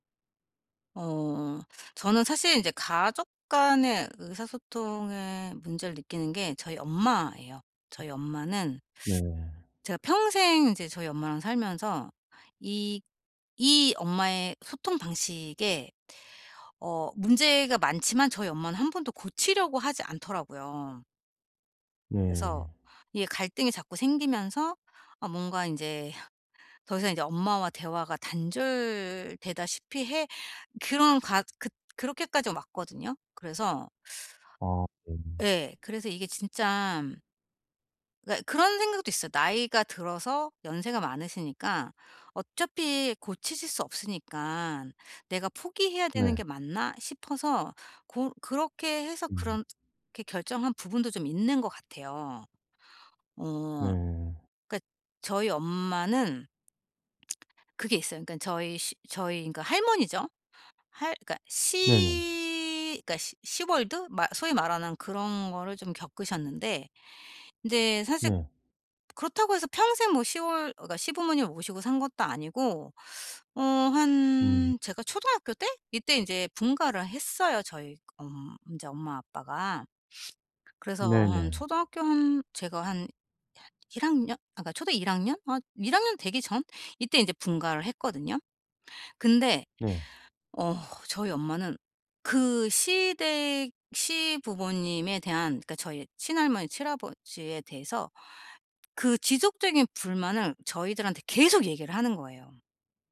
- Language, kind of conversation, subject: Korean, advice, 가족 간에 같은 의사소통 문제가 왜 계속 반복될까요?
- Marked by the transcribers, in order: other background noise; tapping; lip smack; background speech; sniff; "친할아버지에" said as "칠하버지에"